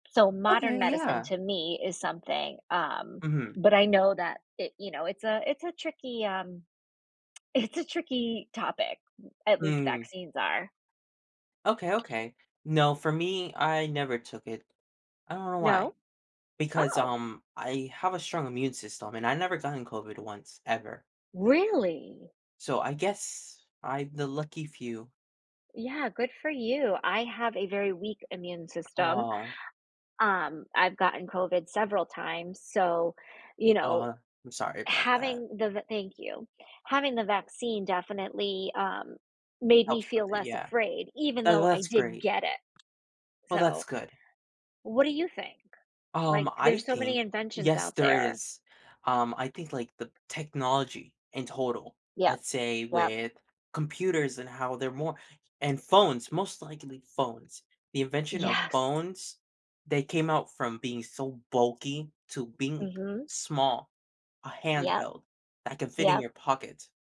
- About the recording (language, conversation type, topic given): English, unstructured, How have inventions shaped the way we live today?
- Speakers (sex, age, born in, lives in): female, 40-44, United States, United States; male, 18-19, United States, United States
- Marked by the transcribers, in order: tapping; other background noise